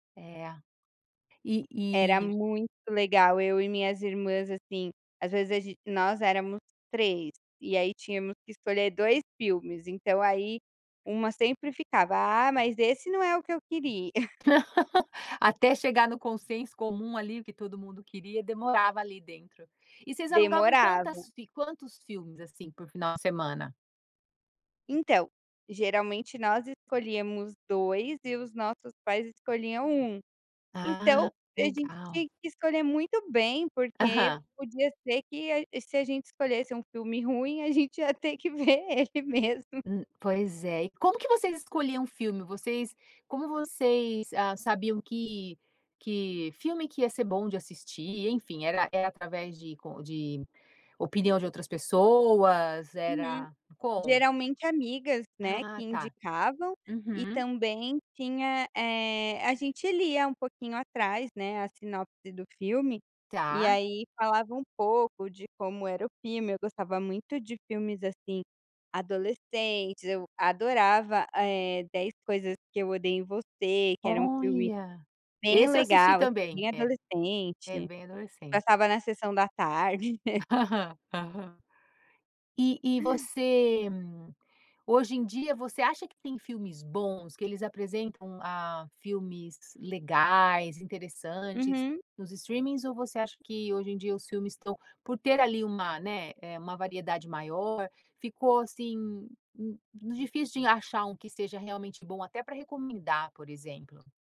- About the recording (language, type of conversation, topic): Portuguese, podcast, Como o streaming mudou, na prática, a forma como assistimos a filmes?
- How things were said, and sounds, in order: tapping; chuckle; laugh; laughing while speaking: "ver ele mesmo"; chuckle; laugh; other noise